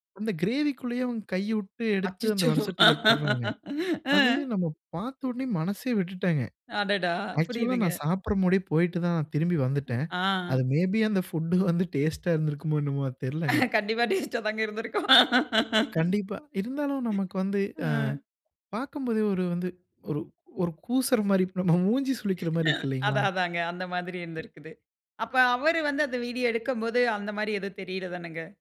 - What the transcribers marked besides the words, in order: laughing while speaking: "அச்சச்சோ!"; in English: "ஆக்சுவல்லா"; in English: "முடே"; in English: "மே பி"; in English: "புட்"; other background noise; laughing while speaking: "கண்டிப்பா, டேஸ்டா தாங்க இருந்திருக்கும்"; laughing while speaking: "அதான், அதான்ங்க"
- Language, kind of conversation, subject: Tamil, podcast, சமூக ஊடகப் பிரபலங்கள் கலாச்சார ருசியை எவ்வாறு கட்டுப்படுத்துகிறார்கள்?